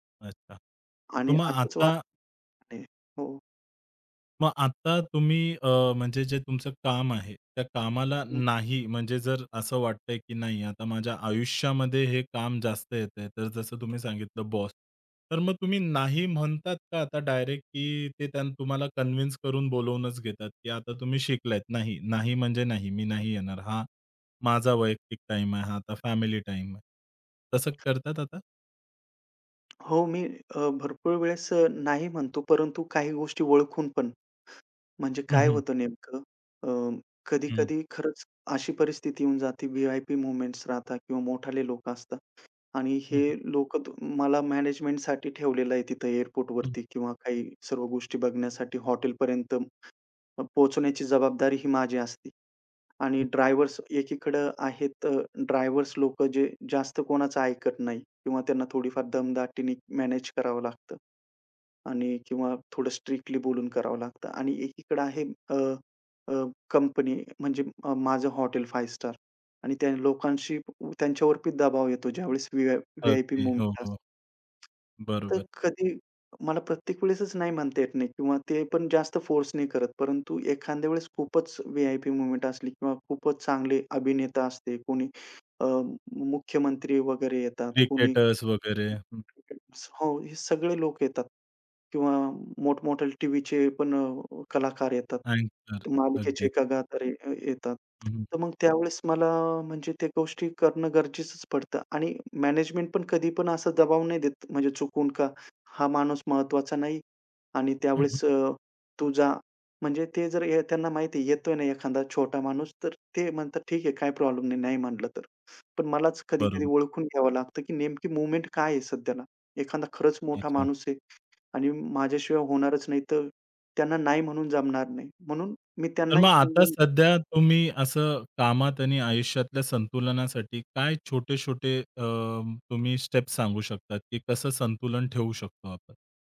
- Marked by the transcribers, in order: other background noise; stressed: "नाही"; unintelligible speech; in English: "कन्विन्स"; tapping; unintelligible speech; unintelligible speech; other noise; unintelligible speech; unintelligible speech; in English: "स्टेप्स"
- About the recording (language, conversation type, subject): Marathi, podcast, काम आणि आयुष्यातील संतुलन कसे साधता?